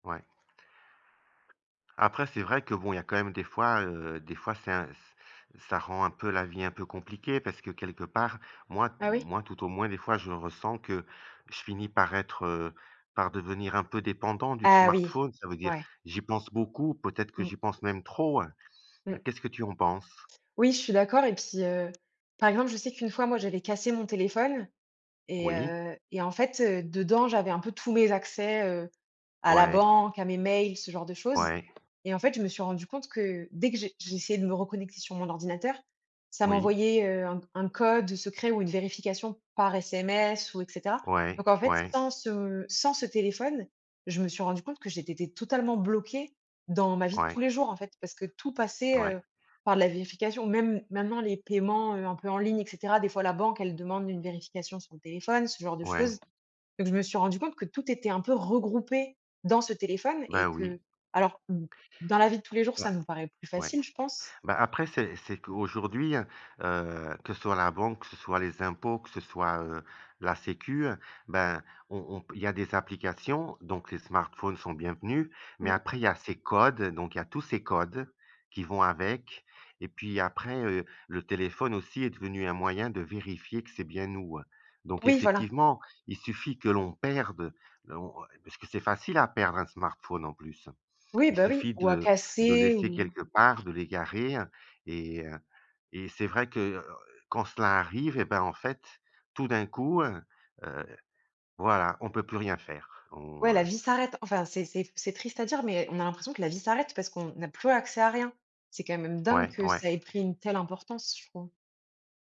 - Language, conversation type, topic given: French, unstructured, Penses-tu que les smartphones rendent la vie plus facile ou plus compliquée ?
- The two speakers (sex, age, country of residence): female, 30-34, France; male, 55-59, Portugal
- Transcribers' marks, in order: other background noise; tapping; "Sécurité Sociale" said as "sécu"